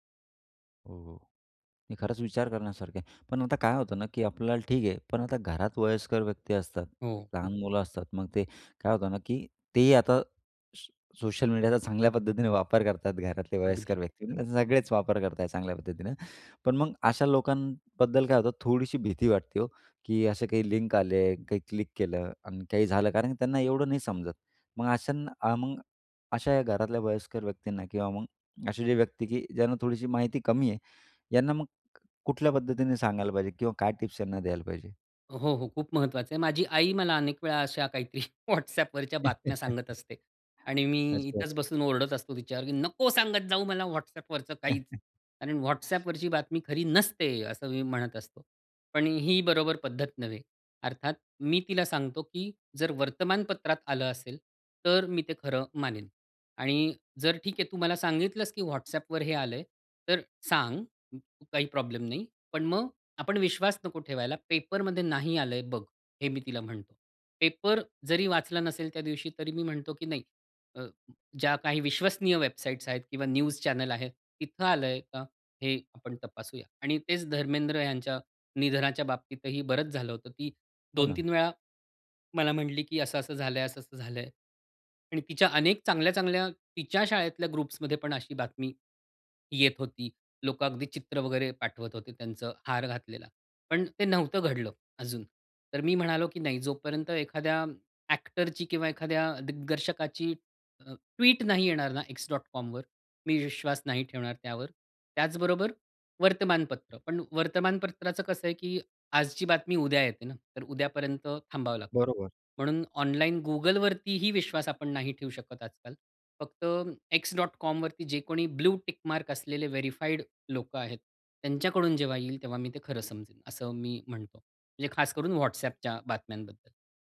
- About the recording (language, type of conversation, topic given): Marathi, podcast, ऑनलाइन खोटी माहिती तुम्ही कशी ओळखता?
- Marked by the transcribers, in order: tapping; chuckle; put-on voice: "नको सांगत जाऊ मला WhatsApp … बातमी खरी नसते"; chuckle; in English: "न्यूज चॅनल"; in English: "ग्रुप्समध्ये"; in English: "ब्लू टिक मार्क"